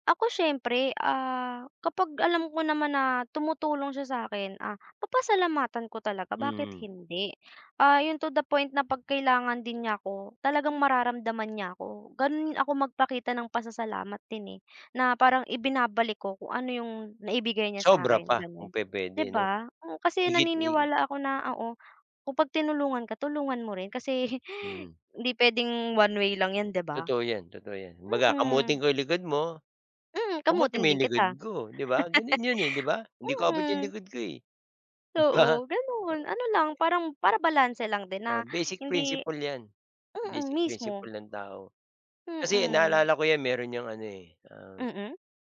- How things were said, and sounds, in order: chuckle; laugh
- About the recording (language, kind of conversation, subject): Filipino, unstructured, Paano mo ipinapakita ang pasasalamat mo sa mga taong tumutulong sa iyo?